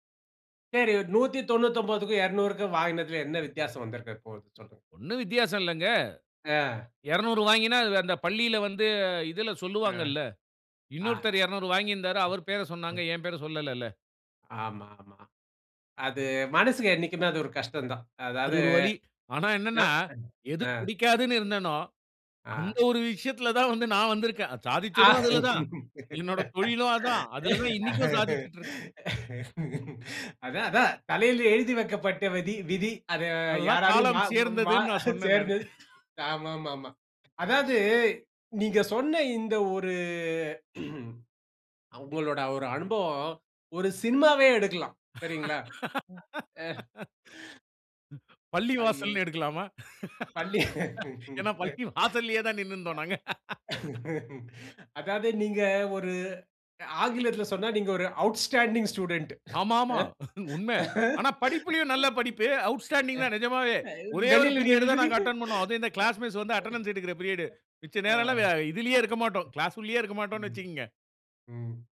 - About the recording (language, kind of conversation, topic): Tamil, podcast, உங்கள் வாழ்க்கையில் காலம் சேர்ந்தது என்று உணர்ந்த தருணம் எது?
- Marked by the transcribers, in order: other background noise; unintelligible speech; laughing while speaking: "அ அதான், அதான். தலையில எழுதி … மா மா சேர்ந்தது"; other noise; laughing while speaking: "நான் சொன்னேன், நானு"; throat clearing; laughing while speaking: "பள்ளிவாசல்ன்னு எடுக்கலாமா? ஏன்னா, பள்ளி வாசல்லயே தான் நின்னுருந்தோம் நாங்க"; laughing while speaking: "ம். ஆ"; laughing while speaking: "பள்ளி அதாவது நீங்க ஒரு ஆங்கிலத்தில … ஆ. ம், ம்"; laughing while speaking: "உண்மை"; in English: "அவுட்ஸ்டாண்டிங் ஸ்டூடண்ட்"; in English: "அவுட்ஸ்டாண்டிங்"; in English: "பீரியட்"; in English: "அட்டெண்ட்"; in English: "அட்டெண்டன்ஸ்"; in English: "பீரியடு"